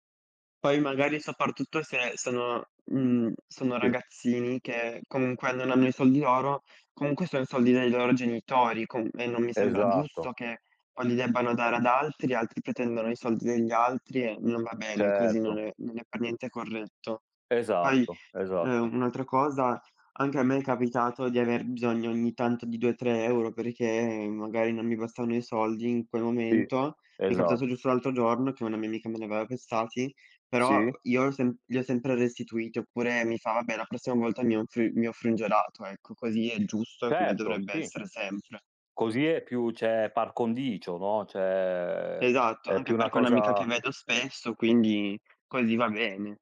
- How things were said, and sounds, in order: "soprattutto" said as "sopar"
- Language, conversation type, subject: Italian, unstructured, Hai mai litigato per soldi con un amico o un familiare?
- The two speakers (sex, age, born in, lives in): male, 18-19, Italy, Italy; male, 40-44, Italy, Italy